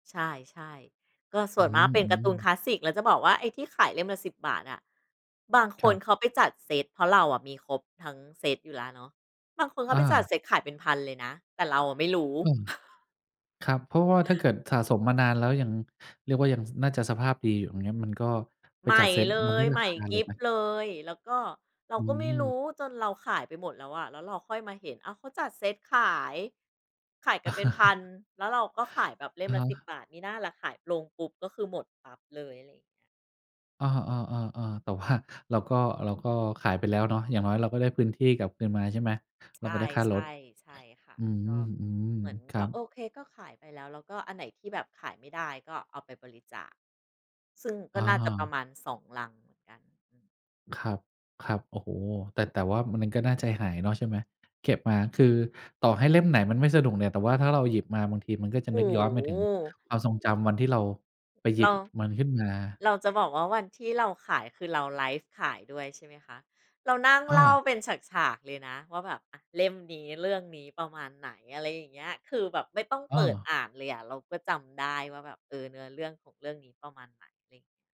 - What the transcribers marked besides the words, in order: chuckle; chuckle; tapping
- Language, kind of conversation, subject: Thai, podcast, คุณมีวิธีลดของสะสมหรือจัดการของที่ไม่ใช้แล้วอย่างไรบ้าง?